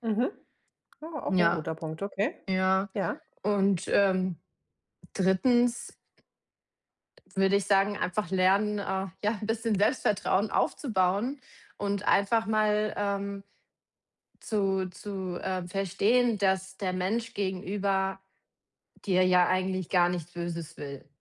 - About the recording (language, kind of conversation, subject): German, podcast, Wie merkst du, dass dir jemand wirklich zuhört?
- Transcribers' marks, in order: other background noise; baby crying